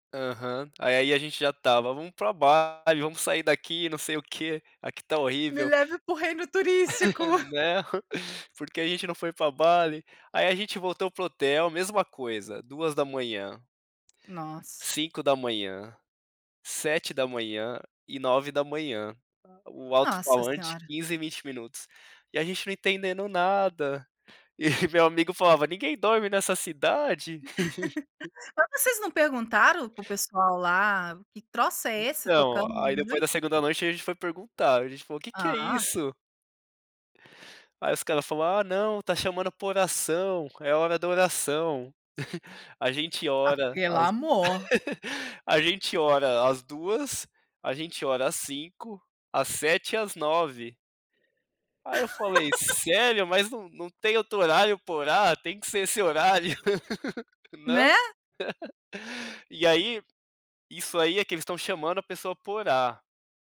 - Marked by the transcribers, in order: laugh; giggle; laugh; laugh; laugh; laugh
- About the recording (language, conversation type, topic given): Portuguese, podcast, Me conta sobre uma viagem que despertou sua curiosidade?